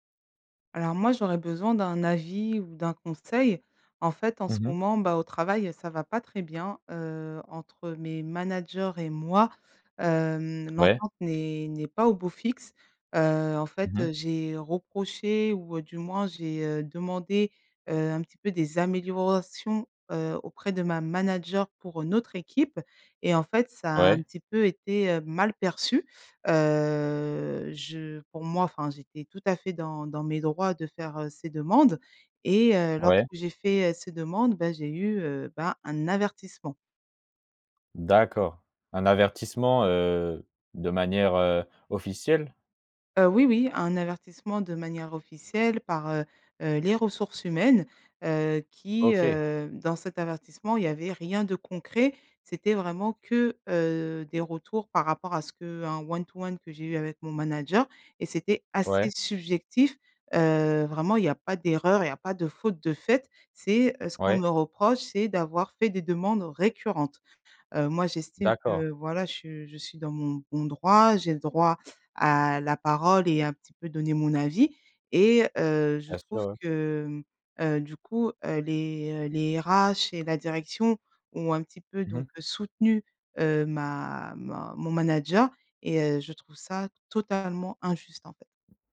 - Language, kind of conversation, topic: French, advice, Comment décririez-vous votre épuisement émotionnel proche du burn-out professionnel ?
- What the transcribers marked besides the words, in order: stressed: "moi"; drawn out: "Heu"; in English: "one to one"